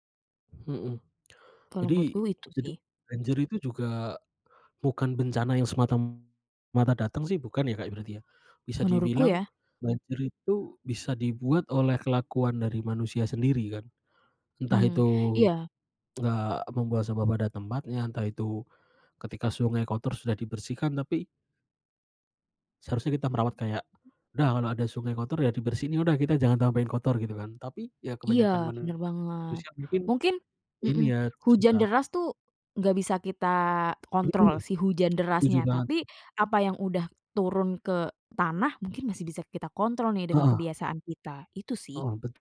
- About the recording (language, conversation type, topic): Indonesian, podcast, Apa pengalamanmu menghadapi banjir atau kekeringan di lingkunganmu?
- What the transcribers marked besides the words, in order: tapping